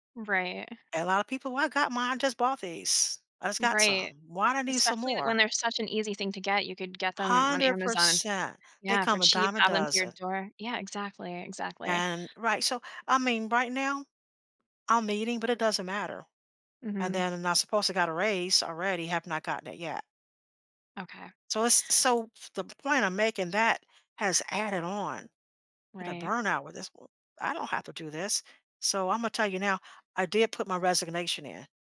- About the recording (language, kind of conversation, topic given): English, advice, How do I manage burnout and feel more energized at work?
- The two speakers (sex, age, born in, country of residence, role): female, 40-44, United States, United States, advisor; female, 65-69, United States, United States, user
- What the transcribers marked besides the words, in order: other background noise